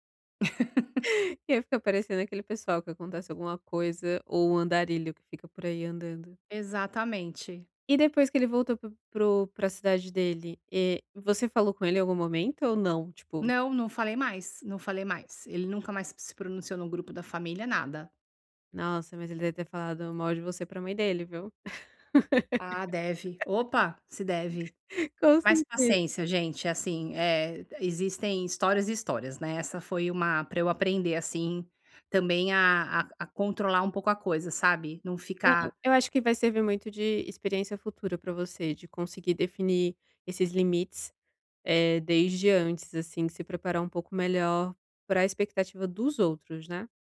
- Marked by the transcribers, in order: laugh; tapping; laugh; other background noise
- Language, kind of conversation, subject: Portuguese, podcast, Como estabelecer limites sem romper relações familiares?